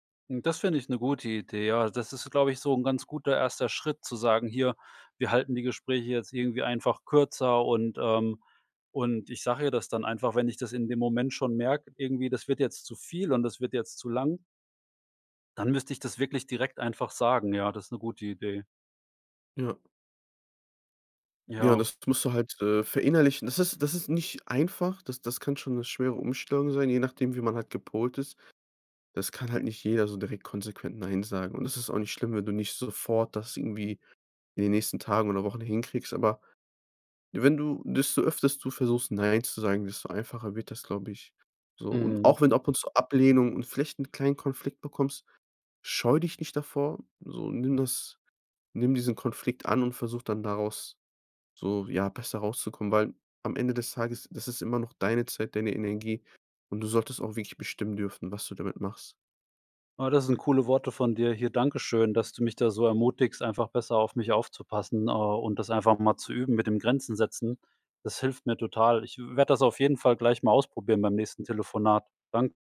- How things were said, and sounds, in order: stressed: "deine"
- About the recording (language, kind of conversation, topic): German, advice, Wie kann ich lernen, bei der Arbeit und bei Freunden Nein zu sagen?